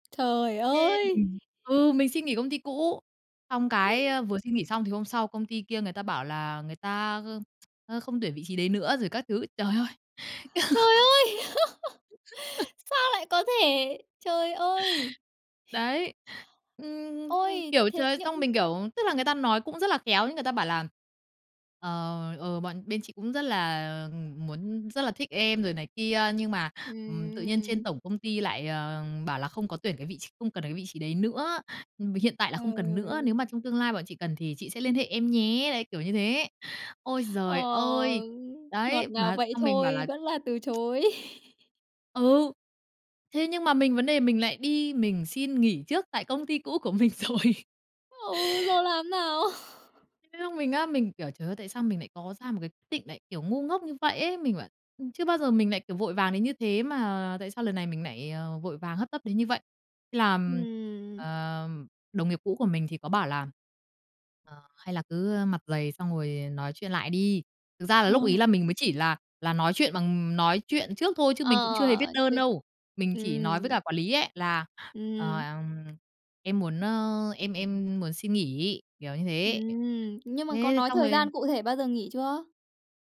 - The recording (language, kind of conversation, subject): Vietnamese, podcast, Bạn có thể kể về một quyết định mà bạn từng hối tiếc nhưng giờ đã hiểu ra vì sao không?
- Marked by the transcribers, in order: other background noise; other noise; tapping; chuckle; laugh; lip smack; chuckle; laughing while speaking: "của mình rồi"; chuckle